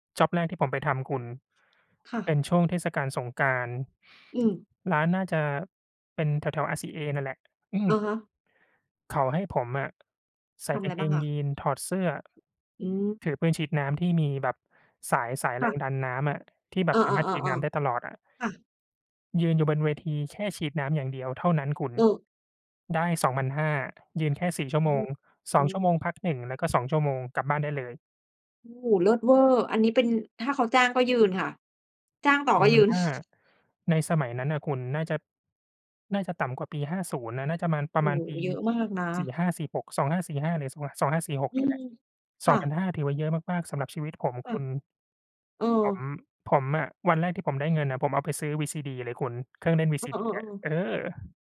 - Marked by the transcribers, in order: chuckle
- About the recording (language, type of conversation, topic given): Thai, unstructured, คุณชอบงานแบบไหนมากที่สุดในชีวิตประจำวัน?